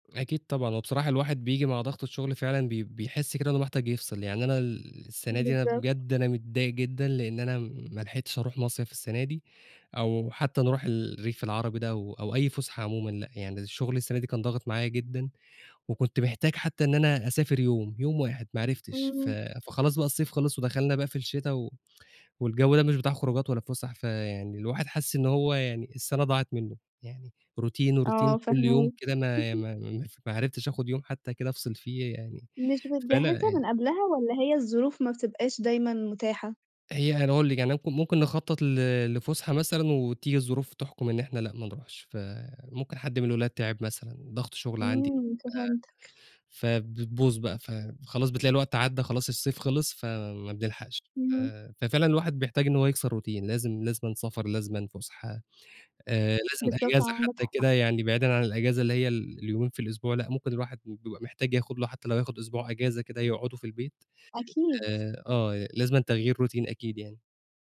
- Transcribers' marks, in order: in English: "routine وroutine"; laugh; tapping; in English: "routine"; in English: "routine"
- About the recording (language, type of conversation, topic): Arabic, podcast, روتين الصبح عندكم في البيت ماشي إزاي؟